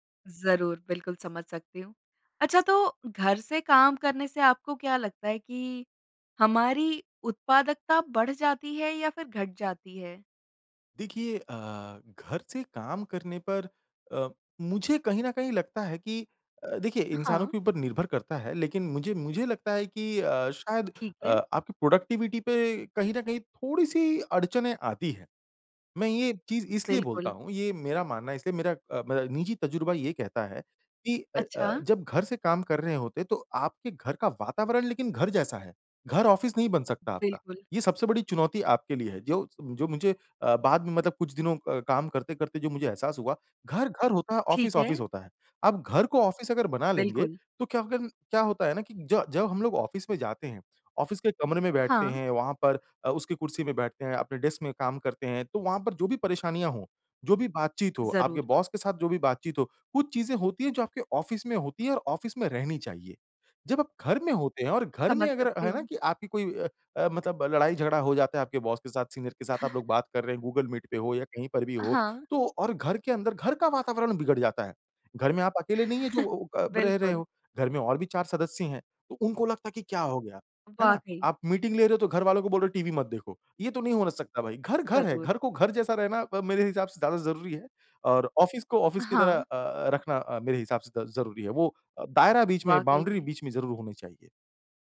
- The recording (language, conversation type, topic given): Hindi, podcast, घर से काम करने का आपका अनुभव कैसा रहा है?
- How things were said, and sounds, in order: tapping; in English: "प्रोडक्टिविटी"; other background noise; other noise; in English: "ऑफ़िस"; in English: "ऑफ़िस, ऑफ़िस"; in English: "ऑफ़िस"; in English: "ऑफ़िस"; in English: "ऑफ़िस"; in English: "डेस्क"; in English: "बॉस"; in English: "ऑफ़िस"; in English: "ऑफ़िस"; in English: "बॉस"; in English: "सीनियर"; exhale; chuckle; in English: "मीटिंग"; in English: "ऑफ़िस"; in English: "ऑफ़िस"; in English: "बाउंड्री"